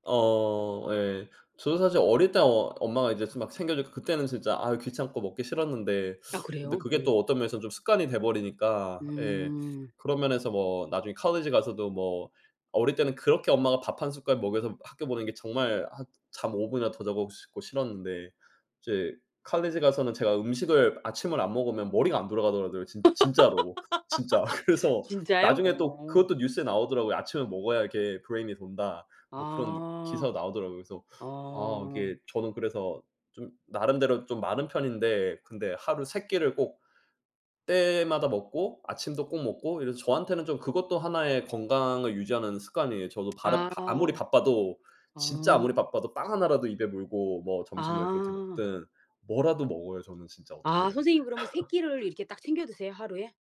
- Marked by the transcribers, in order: put-on voice: "college"; in English: "college"; put-on voice: "college"; in English: "college"; laugh; laughing while speaking: "그래서"; put-on voice: "브레인이"; in English: "브레인이"; tapping; laugh
- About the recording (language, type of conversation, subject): Korean, unstructured, 건강한 식습관을 꾸준히 유지하려면 어떻게 해야 할까요?